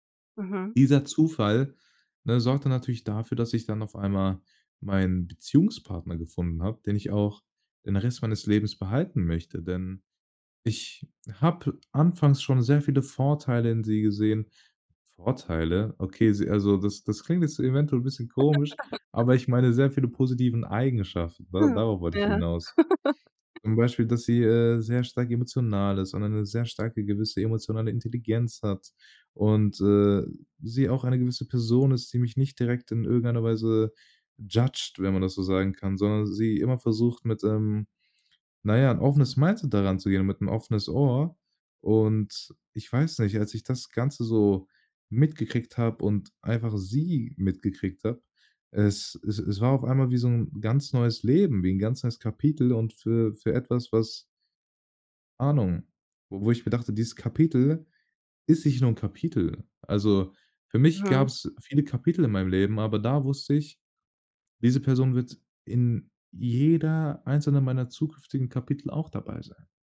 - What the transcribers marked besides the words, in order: other background noise; laugh; laugh; in English: "judged"; in English: "Mindset"; stressed: "jeder"
- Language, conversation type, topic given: German, podcast, Wann hat ein Zufall dein Leben komplett verändert?